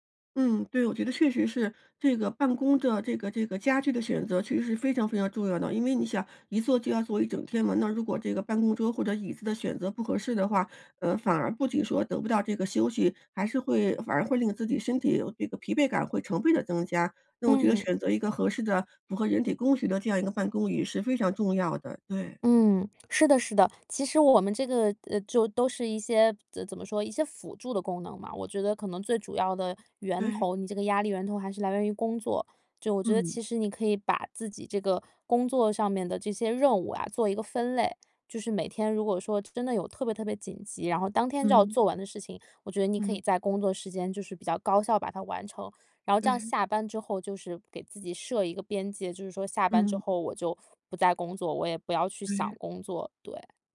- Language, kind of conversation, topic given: Chinese, advice, 我怎样才能马上减轻身体的紧张感？
- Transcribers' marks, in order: none